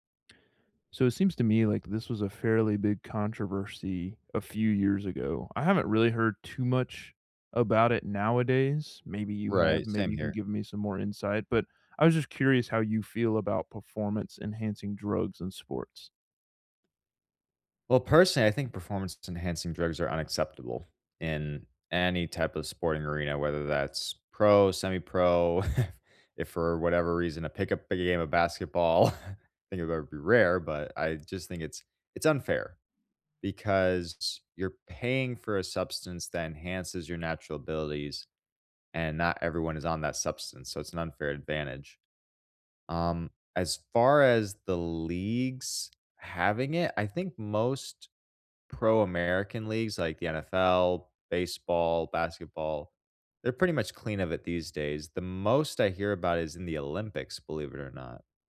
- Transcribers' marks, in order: laughing while speaking: "if"; other background noise; chuckle
- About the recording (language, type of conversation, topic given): English, unstructured, Should I be concerned about performance-enhancing drugs in sports?